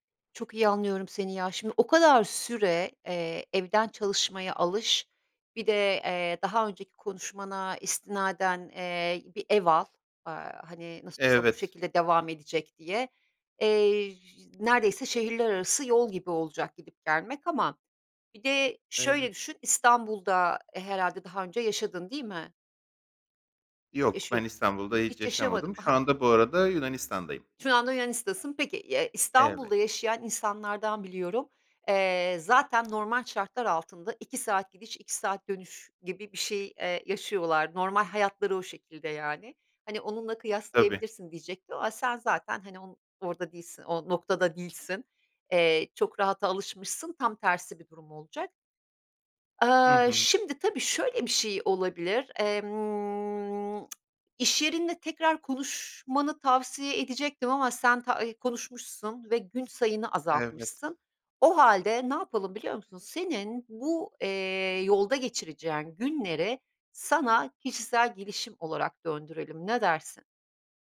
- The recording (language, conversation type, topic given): Turkish, advice, Evden çalışma veya esnek çalışma düzenine geçişe nasıl uyum sağlıyorsunuz?
- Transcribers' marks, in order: other background noise; other noise; "Yunanistan'dasın" said as "Yunanistasın"; drawn out: "emm"; lip smack